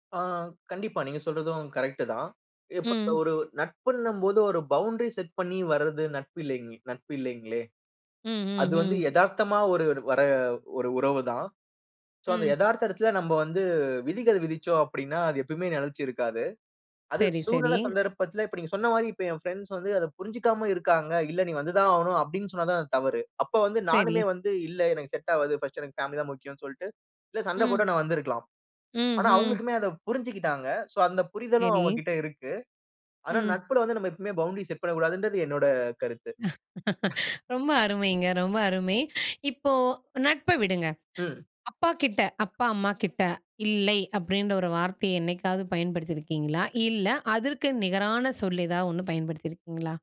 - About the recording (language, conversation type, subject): Tamil, podcast, மற்றவர்களுக்கு “இல்லை” சொல்ல வேண்டிய சூழலில், நீங்கள் அதை எப்படிப் பணிவாகச் சொல்கிறீர்கள்?
- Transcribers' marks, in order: in English: "பவுண்டரி செட்"; other background noise; in English: "பவுண்டரி செட்"; chuckle; "எதாவது" said as "எதா"